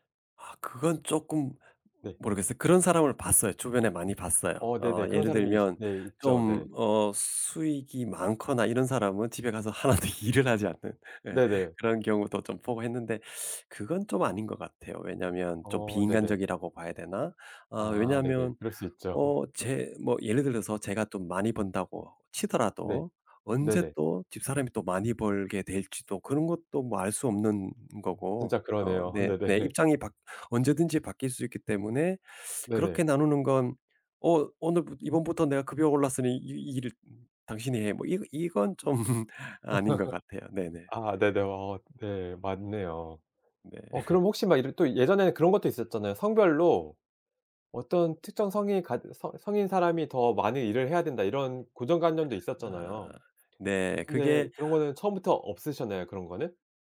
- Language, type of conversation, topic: Korean, podcast, 집안일 분담은 보통 어떻게 정하시나요?
- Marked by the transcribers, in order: other background noise; tapping; laughing while speaking: "하나도 일을 하지 않는. 예"; laughing while speaking: "있죠"; laughing while speaking: "그러네요. 네네"; laughing while speaking: "좀"; laugh; laughing while speaking: "네"